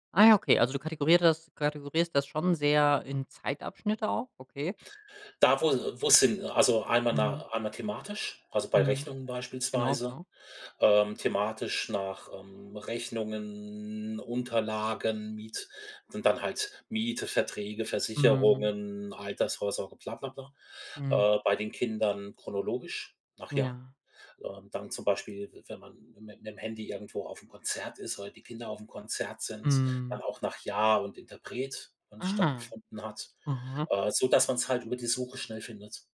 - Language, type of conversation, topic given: German, podcast, Wie organisierst du deine digitalen Fotos und Erinnerungen?
- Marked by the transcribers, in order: "kategorisierst" said as "kategorierst"